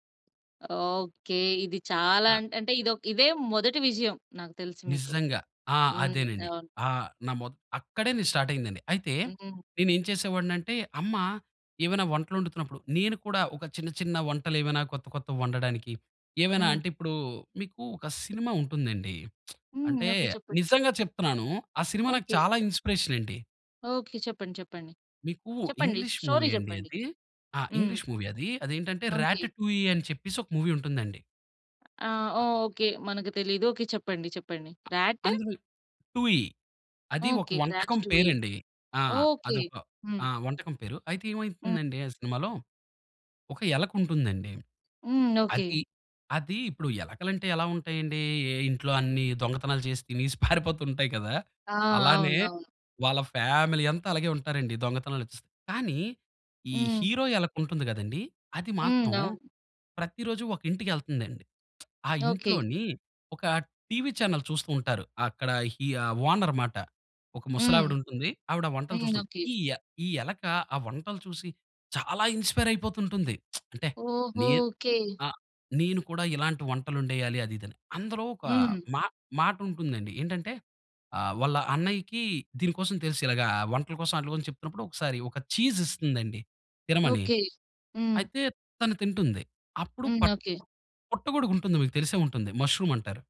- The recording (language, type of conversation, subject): Telugu, podcast, కొత్త వంటకాలు నేర్చుకోవడం ఎలా మొదలుపెడతారు?
- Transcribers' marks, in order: tapping; lip smack; in English: "మూవీ"; in English: "స్టోరీ"; in English: "మూవీ"; in English: "మూవీ"; other background noise; giggle; in English: "ఫ్యామిలీ"; in English: "హీరో"; lip smack; in English: "టీవీ చానెల్"; lip smack; in English: "ఛీజ్"; in English: "ముష్రూమ్"